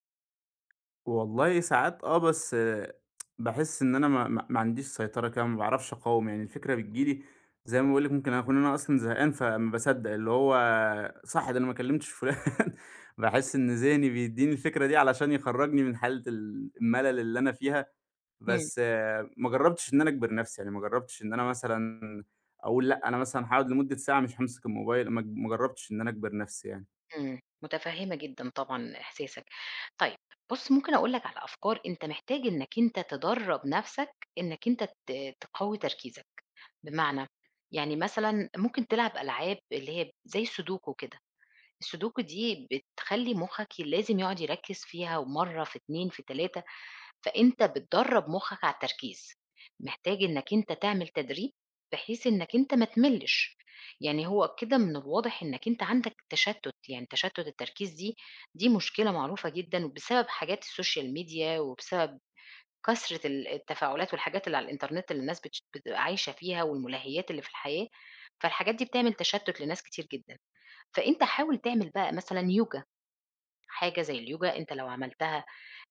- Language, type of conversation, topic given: Arabic, advice, إزاي أتعامل مع أفكار قلق مستمرة بتقطع تركيزي وأنا بكتب أو ببرمج؟
- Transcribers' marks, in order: tapping; tsk; laughing while speaking: "فُلان"; other noise; in English: "السوشيال ميديا"